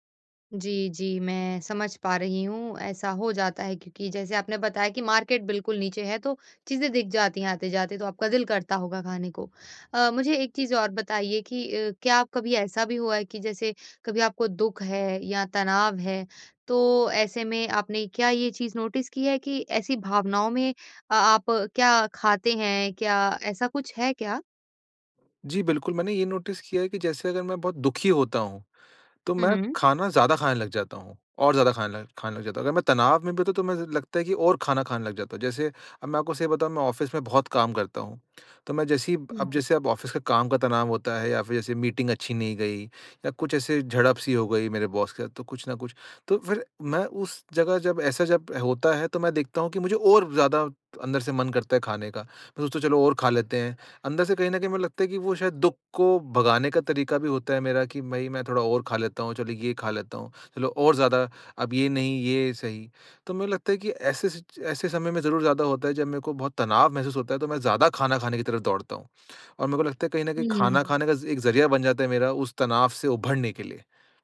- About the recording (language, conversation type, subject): Hindi, advice, भोजन में आत्म-नियंत्रण की कमी
- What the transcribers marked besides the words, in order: in English: "मार्केट"; in English: "नोटिस"; in English: "नोटिस"; in English: "ऑफिस"; in English: "ऑफिस"; in English: "मीटिंग"; in English: "बॉस"